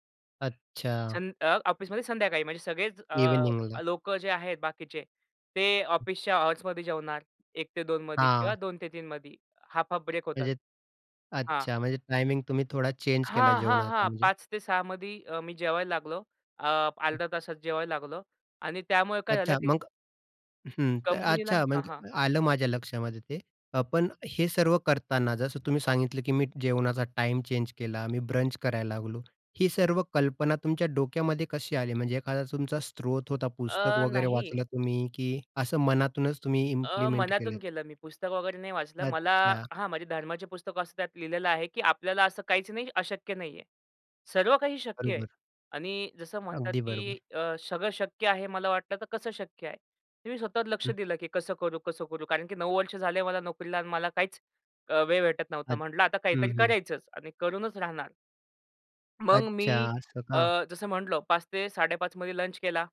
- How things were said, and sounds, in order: other background noise; in English: "चेंज"; in English: "चेंज"; in English: "इम्प्लिमेंट"
- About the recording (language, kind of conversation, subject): Marathi, podcast, आजीवन शिक्षणात वेळेचं नियोजन कसं करतोस?
- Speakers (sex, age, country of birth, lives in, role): male, 25-29, India, India, guest; male, 30-34, India, India, host